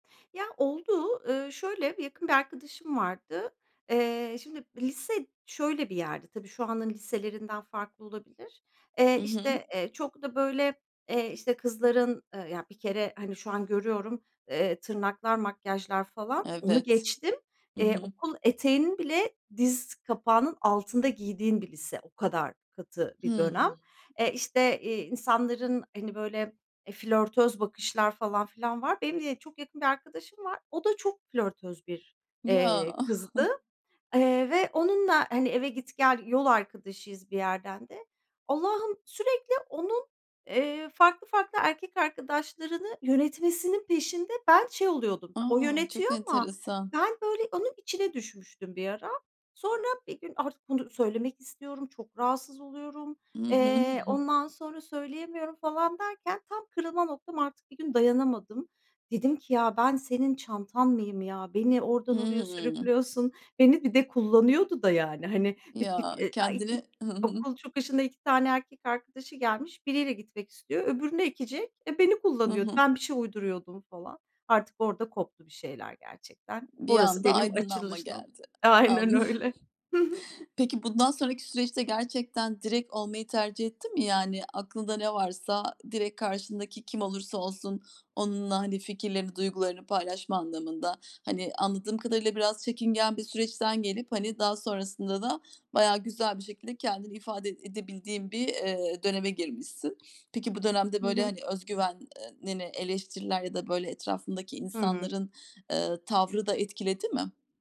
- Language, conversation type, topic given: Turkish, podcast, Kendi sesini bulma süreci nasıldı?
- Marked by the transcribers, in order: other background noise; tapping; giggle; giggle; unintelligible speech; laughing while speaking: "Anladım"; unintelligible speech; laughing while speaking: "Aynen öyle"